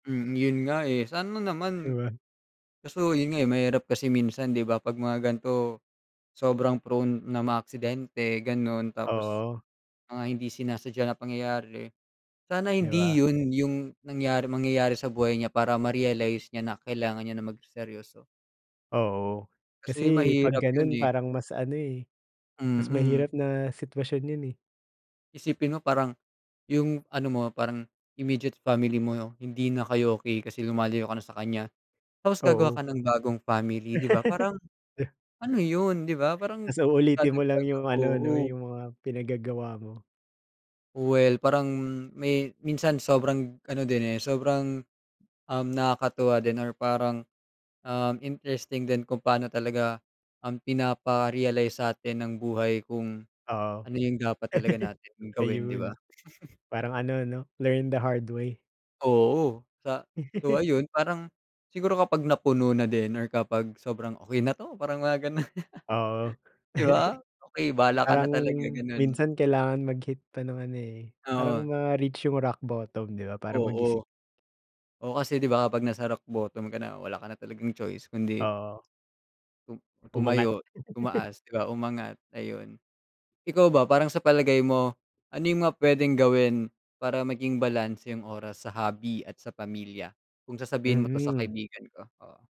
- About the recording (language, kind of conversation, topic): Filipino, unstructured, Ano ang masasabi mo sa mga taong napapabayaan ang kanilang pamilya dahil sa libangan?
- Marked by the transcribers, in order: other background noise; laugh; laugh; in English: "learn the hard way"; chuckle; laugh; laugh; laugh